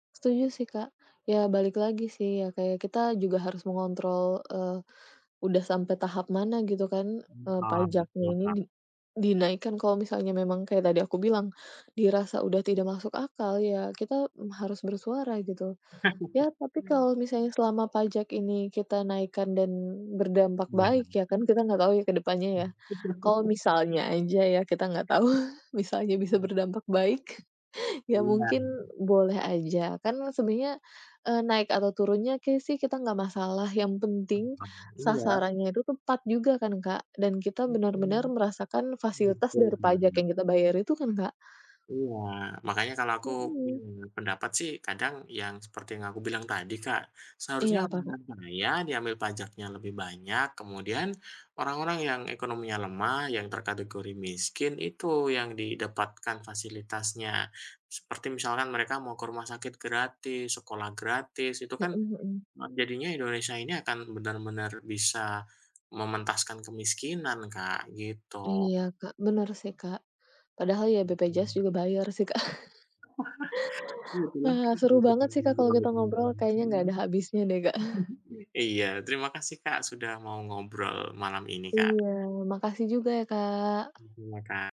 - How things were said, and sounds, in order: tapping; laugh; laugh; laughing while speaking: "tahu"; unintelligible speech; laughing while speaking: "Kak"; laugh; unintelligible speech; laugh; other background noise
- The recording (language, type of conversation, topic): Indonesian, unstructured, Apa tanggapanmu terhadap rencana pemerintah untuk menaikkan pajak?